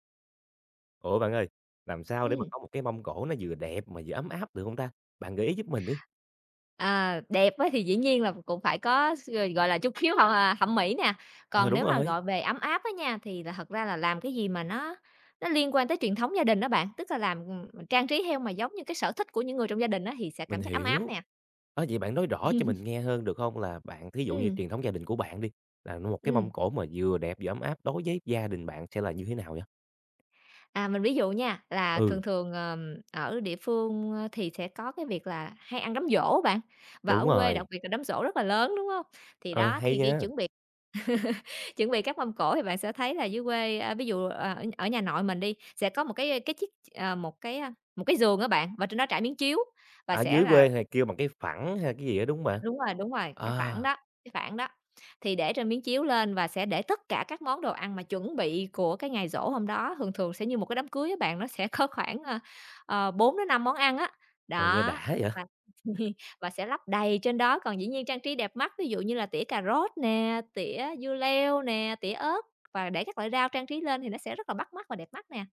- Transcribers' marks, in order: other background noise; laugh; tapping; laugh; laughing while speaking: "có"; laugh
- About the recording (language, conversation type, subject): Vietnamese, podcast, Làm sao để bày một mâm cỗ vừa đẹp mắt vừa ấm cúng, bạn có gợi ý gì không?